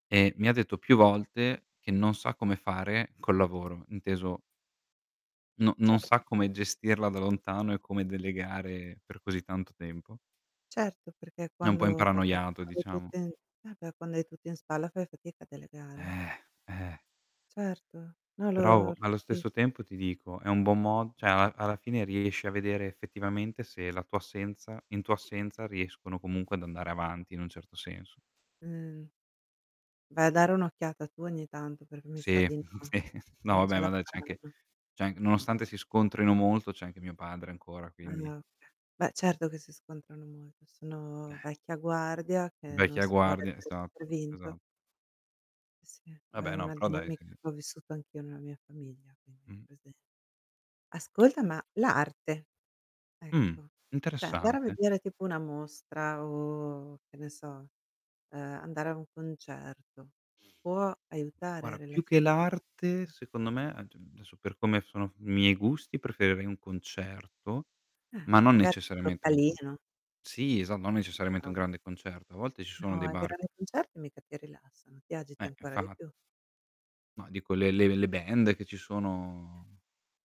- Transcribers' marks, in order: static; distorted speech; tapping; "Però" said as "perovo"; other background noise; laughing while speaking: "sì"; unintelligible speech; "cioè" said as "c'è"; "Guarda" said as "guara"
- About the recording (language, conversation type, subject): Italian, unstructured, Qual è il tuo modo preferito per rilassarti dopo una giornata intensa?